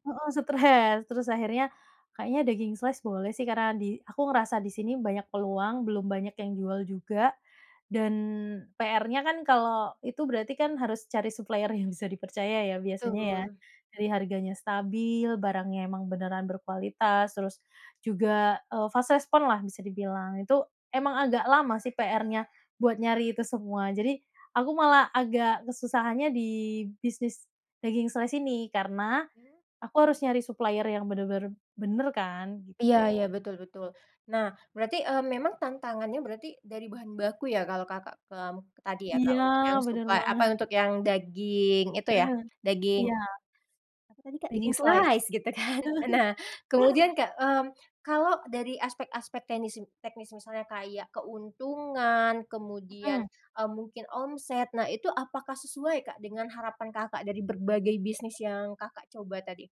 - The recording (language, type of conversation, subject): Indonesian, podcast, Apa saja yang perlu dipertimbangkan sebelum berhenti kerja dan memulai usaha sendiri?
- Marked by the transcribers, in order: in English: "slice"; in English: "supplier"; tapping; in English: "fast respon-lah"; other animal sound; in English: "slice"; in English: "supplier"; other background noise; in English: "supply"; in English: "slice"; in English: "slice"; chuckle; laughing while speaking: "kan"